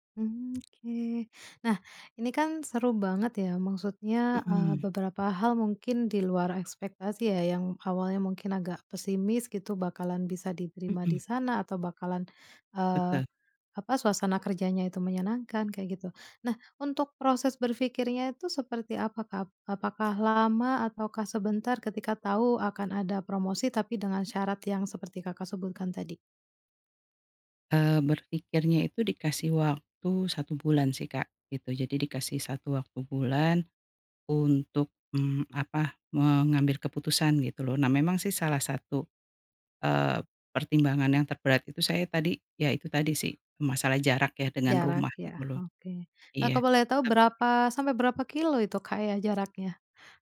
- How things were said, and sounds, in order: none
- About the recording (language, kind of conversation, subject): Indonesian, podcast, Apakah kamu pernah mendapat kesempatan karena berada di tempat yang tepat pada waktu yang tepat?